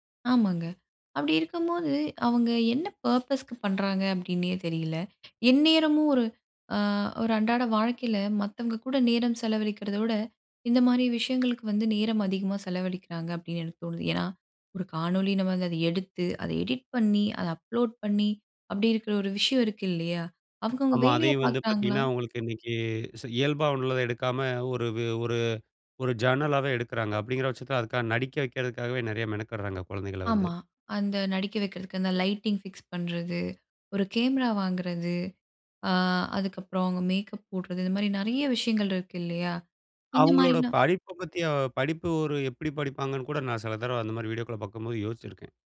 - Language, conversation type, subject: Tamil, podcast, தொலைபேசி மற்றும் சமூக ஊடக பயன்பாட்டைக் கட்டுப்படுத்த நீங்கள் என்னென்ன வழிகள் பின்பற்றுகிறீர்கள்?
- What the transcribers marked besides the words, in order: other background noise; in English: "பர்ப்பஸ்க்கு"; in English: "ஜர்னலாவே"; in English: "லைட்டிங் பிக்ஸ்"